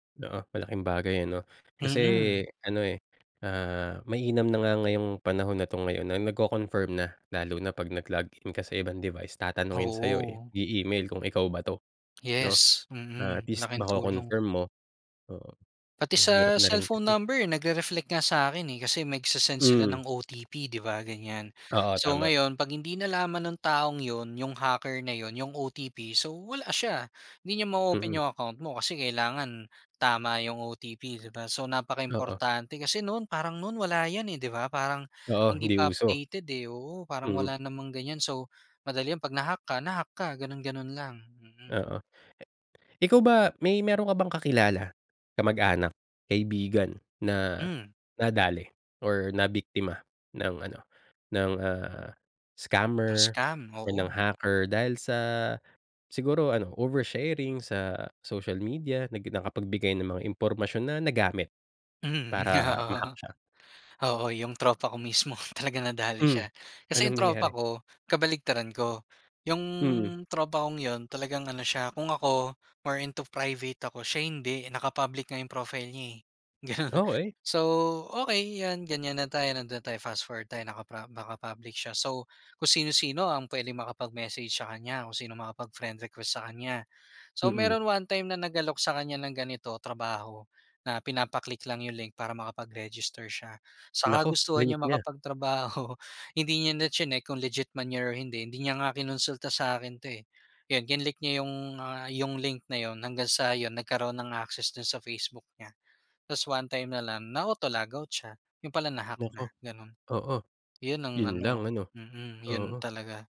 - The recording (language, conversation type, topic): Filipino, podcast, Paano mo pinoprotektahan ang iyong pagkapribado sa mga platapormang panlipunan?
- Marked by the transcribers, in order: tapping